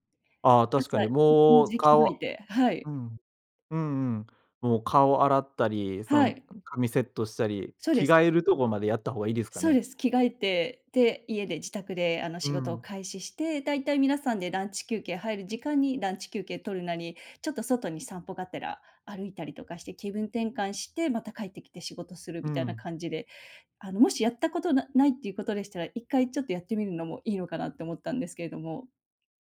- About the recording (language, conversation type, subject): Japanese, advice, ルーチンがなくて時間を無駄にしていると感じるのはなぜですか？
- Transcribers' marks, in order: unintelligible speech